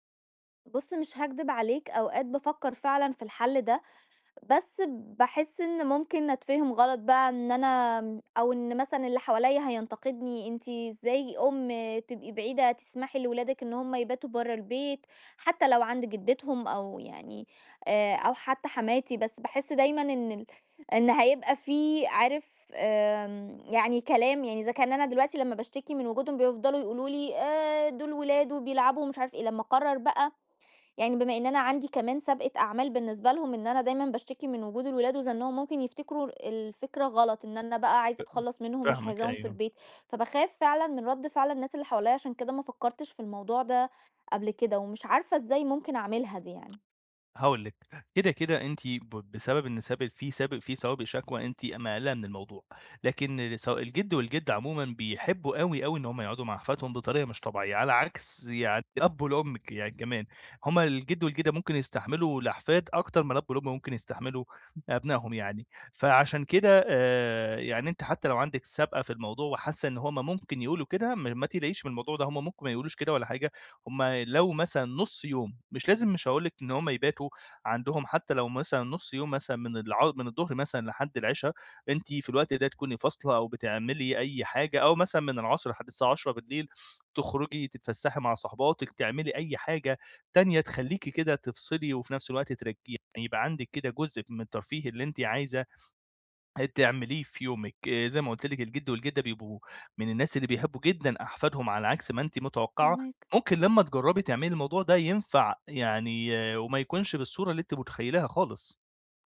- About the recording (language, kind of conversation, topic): Arabic, advice, ليه مش بعرف أركز وأنا بتفرّج على أفلام أو بستمتع بوقتي في البيت؟
- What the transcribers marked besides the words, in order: none